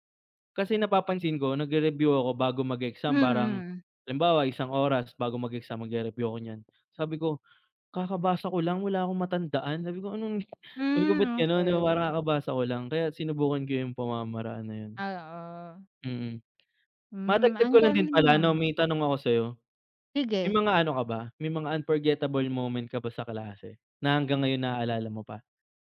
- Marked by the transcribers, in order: other background noise; tapping
- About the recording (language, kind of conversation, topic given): Filipino, unstructured, Paano mo ikinukumpara ang pag-aaral sa internet at ang harapang pag-aaral, at ano ang pinakamahalagang natutuhan mo sa paaralan?